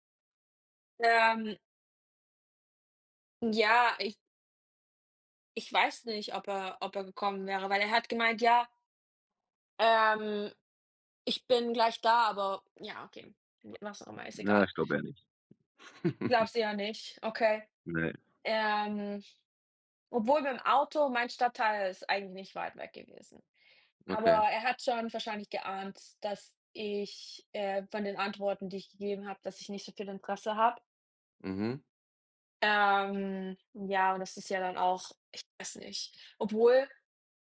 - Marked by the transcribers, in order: chuckle
- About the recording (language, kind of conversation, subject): German, unstructured, Wie reagierst du, wenn dein Partner nicht ehrlich ist?